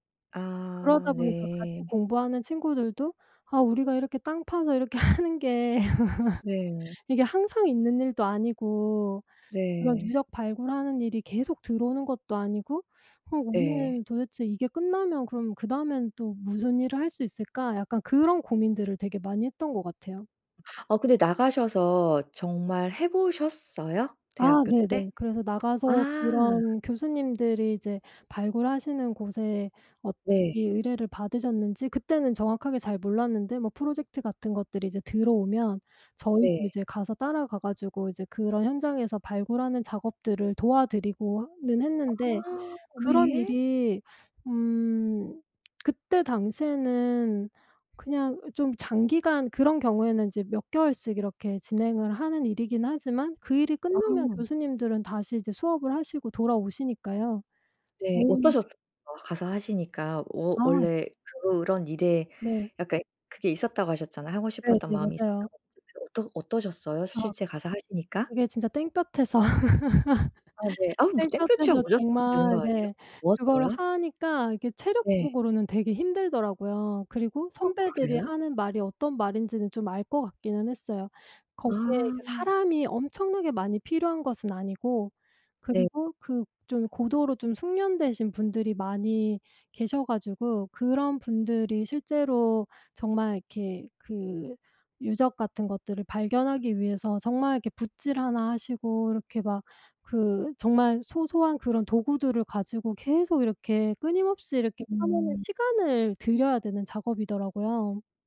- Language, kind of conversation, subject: Korean, podcast, 가족의 기대와 내 진로 선택이 엇갈렸을 때, 어떻게 대화를 풀고 합의했나요?
- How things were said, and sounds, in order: tapping; laughing while speaking: "하는 게"; laugh; other background noise; unintelligible speech; laugh